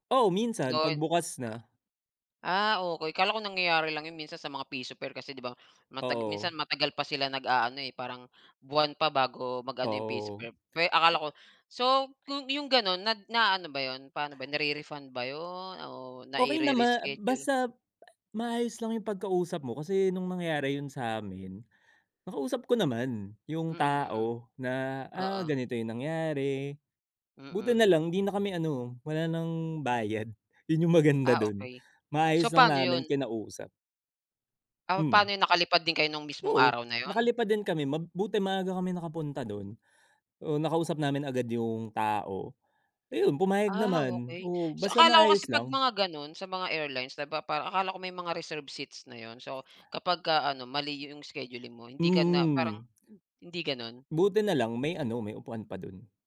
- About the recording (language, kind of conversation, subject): Filipino, unstructured, Ano ang mga bagay na palaging nakakainis sa paliparan?
- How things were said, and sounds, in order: unintelligible speech